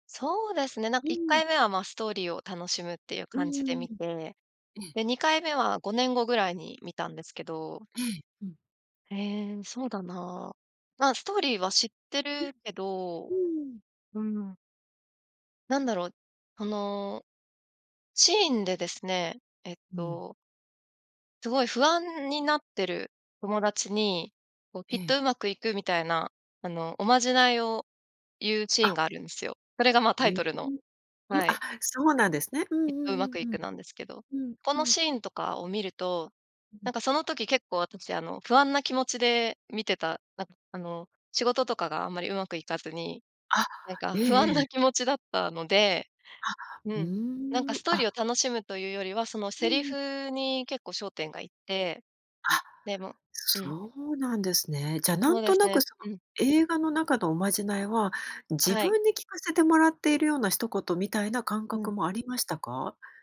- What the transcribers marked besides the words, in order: none
- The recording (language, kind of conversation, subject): Japanese, podcast, 好きな映画にまつわる思い出を教えてくれますか？